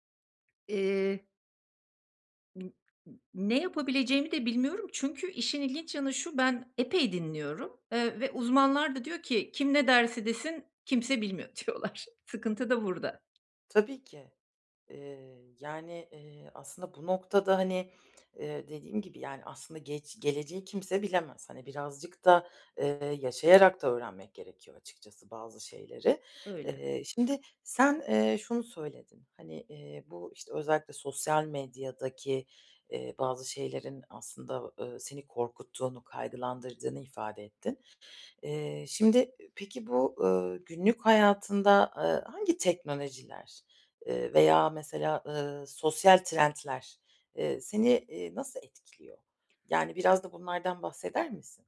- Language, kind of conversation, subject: Turkish, advice, Belirsizlik ve hızlı teknolojik ya da sosyal değişimler karşısında nasıl daha güçlü ve uyumlu kalabilirim?
- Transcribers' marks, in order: unintelligible speech; laughing while speaking: "diyorlar"; tapping; other background noise